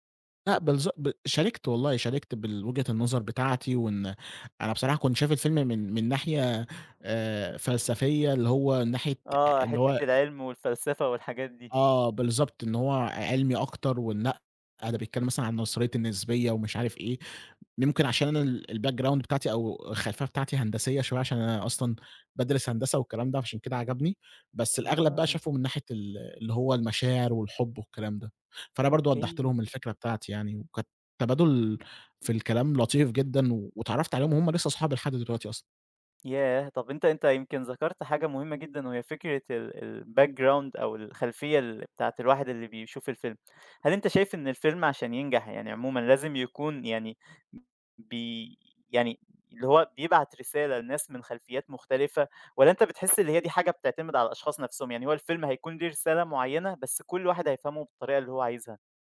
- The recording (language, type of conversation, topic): Arabic, podcast, تحب تحكيلنا عن تجربة في السينما عمرك ما تنساها؟
- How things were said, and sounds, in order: "ونأ" said as "ولأ"; in English: "الbackground"; in English: "الbackground"